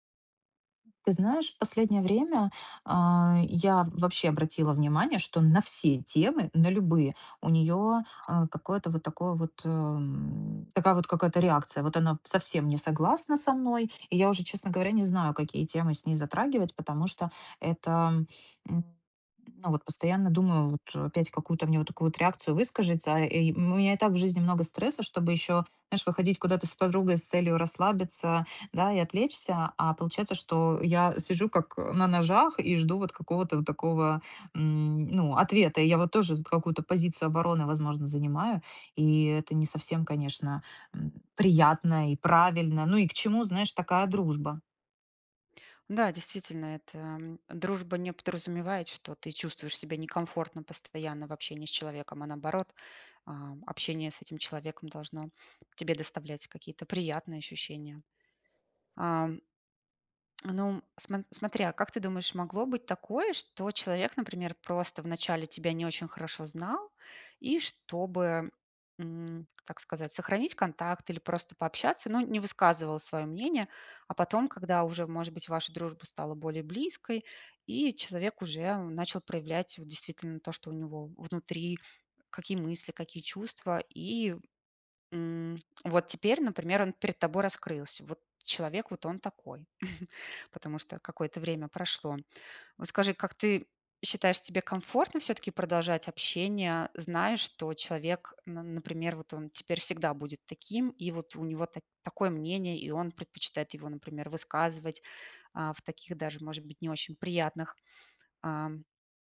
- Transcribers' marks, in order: other background noise; tapping; chuckle
- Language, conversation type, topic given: Russian, advice, Как обсудить с другом разногласия и сохранить взаимное уважение?